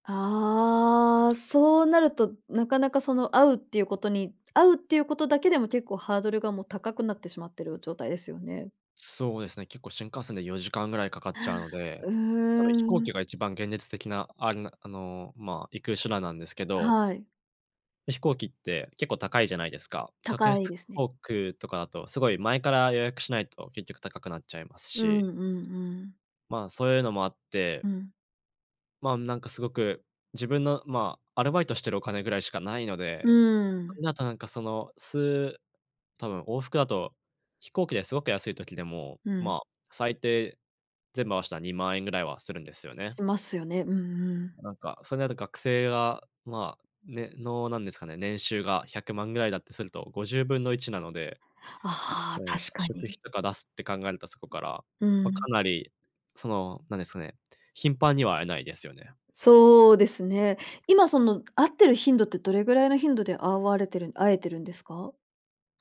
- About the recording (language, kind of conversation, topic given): Japanese, advice, 長年のパートナーとの関係が悪化し、別れの可能性に直面したとき、どう向き合えばよいですか？
- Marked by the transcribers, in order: none